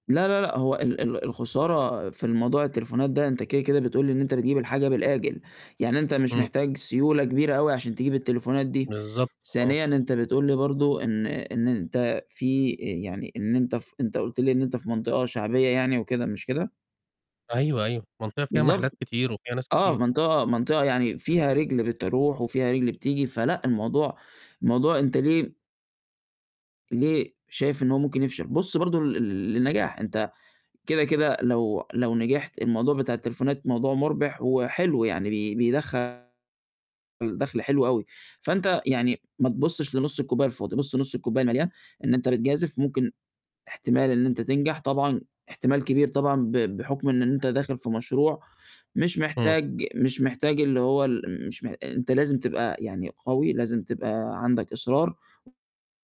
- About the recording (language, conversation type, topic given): Arabic, advice, إزاي أتعامل مع خوفي من الفشل وأنا ببدأ شركتي الناشئة؟
- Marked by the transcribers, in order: distorted speech; other background noise